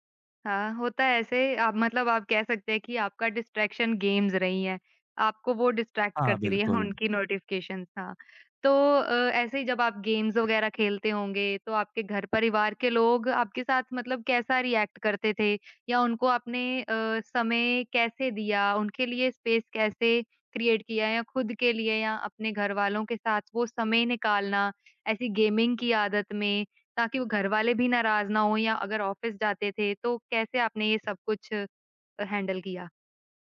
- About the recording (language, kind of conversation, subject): Hindi, podcast, आप डिजिटल ध्यान-भंग से कैसे निपटते हैं?
- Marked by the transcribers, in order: in English: "डिस्ट्रैक्शन गेम्स"; in English: "डिस्ट्रैक्ट"; in English: "नोटिफिकेशंस"; in English: "गेम्स"; other background noise; in English: "रिएक्ट"; in English: "स्पेस"; in English: "क्रिएट"; tapping; in English: "गेमिंग"; in English: "ऑफ़िस"; in English: "हैंडल"